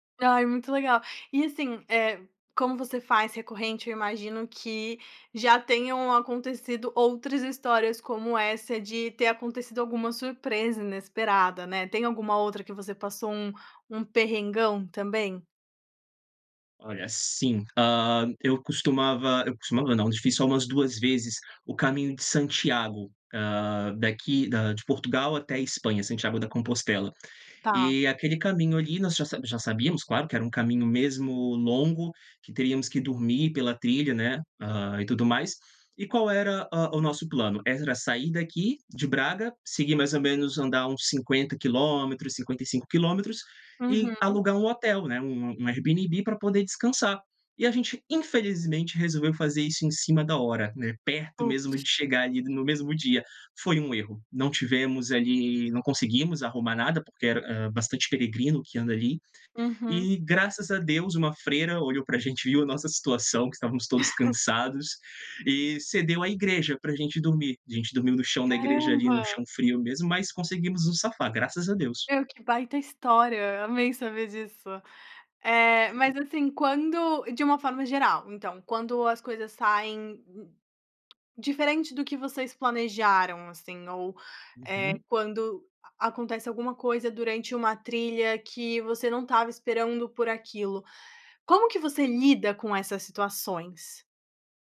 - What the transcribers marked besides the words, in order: in English: "Airbnb"; chuckle; chuckle; tapping
- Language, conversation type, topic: Portuguese, podcast, Já passou por alguma surpresa inesperada durante uma trilha?
- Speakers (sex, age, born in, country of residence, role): female, 25-29, Brazil, Italy, host; male, 30-34, Brazil, Portugal, guest